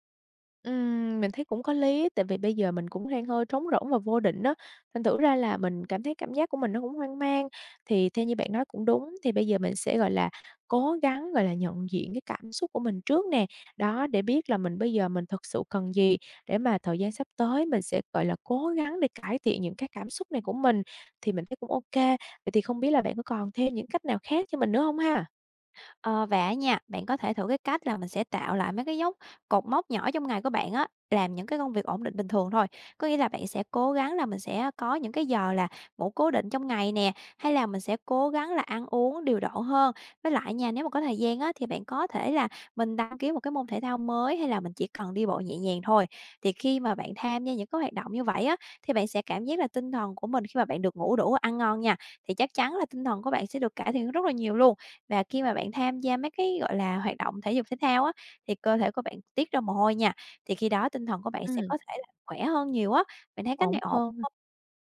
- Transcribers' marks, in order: tapping
- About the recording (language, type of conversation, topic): Vietnamese, advice, Sau khi chia tay một mối quan hệ lâu năm, vì sao tôi cảm thấy trống rỗng và vô cảm?